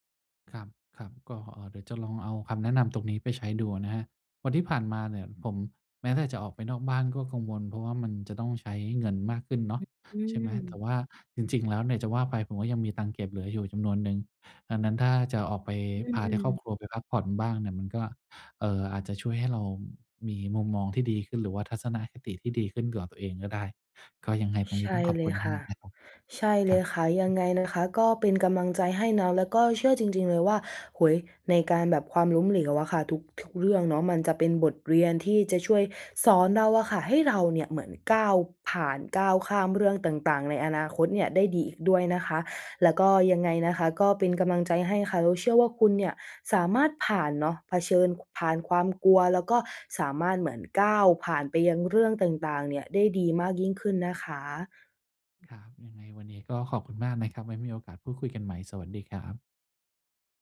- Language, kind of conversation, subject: Thai, advice, ฉันจะเริ่มก้าวข้ามความกลัวความล้มเหลวและเดินหน้าต่อได้อย่างไร?
- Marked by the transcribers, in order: tapping